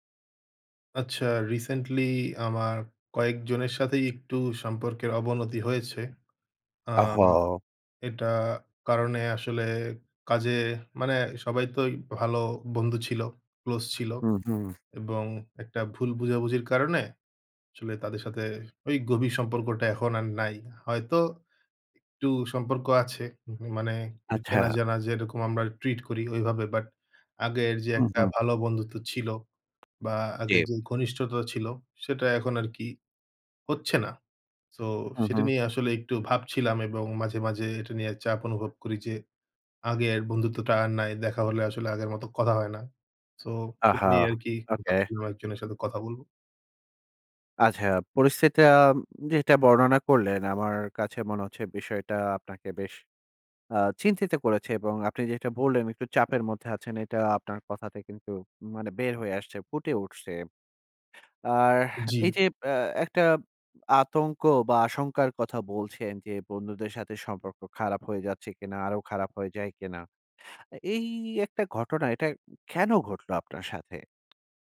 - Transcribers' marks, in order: tapping; in English: "ট্রিট"; stressed: "হচ্ছে না"; "পরিস্থিতিটা" said as "পরিস্থিতা"
- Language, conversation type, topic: Bengali, advice, টেক্সট বা ইমেইলে ভুল বোঝাবুঝি কীভাবে দূর করবেন?